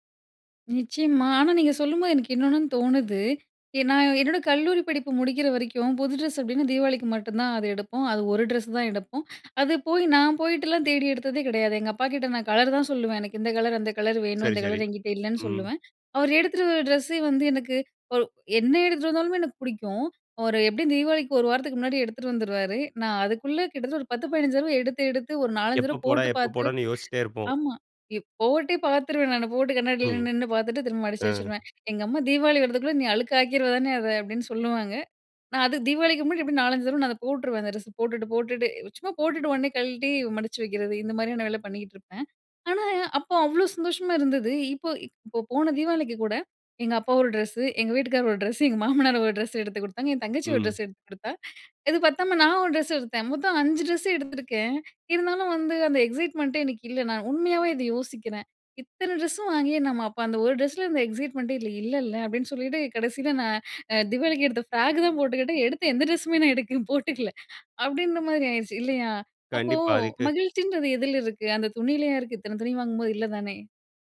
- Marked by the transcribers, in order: laughing while speaking: "எங்க மாமனாரு ஒரு ட்ரெஸ்"; in English: "எக்ஸைட்மெண்ட்டே"; laughing while speaking: "எடுத்த எந்த ட்ரெஸ்ஸுமே நான் எடுத்து போட்டுக்கல"
- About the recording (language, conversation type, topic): Tamil, podcast, வறுமையைப் போல அல்லாமல் குறைவான உடைமைகளுடன் மகிழ்ச்சியாக வாழ்வது எப்படி?